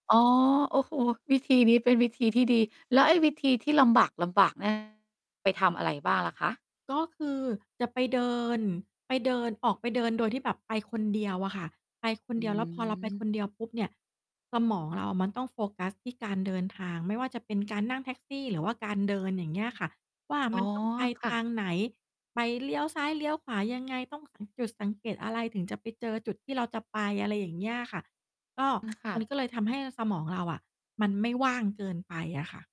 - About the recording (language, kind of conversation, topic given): Thai, podcast, คุณรับมือกับความคิดถึงบ้านอย่างไรบ้าง?
- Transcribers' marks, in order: distorted speech; mechanical hum; laughing while speaking: "ต้อง"; other background noise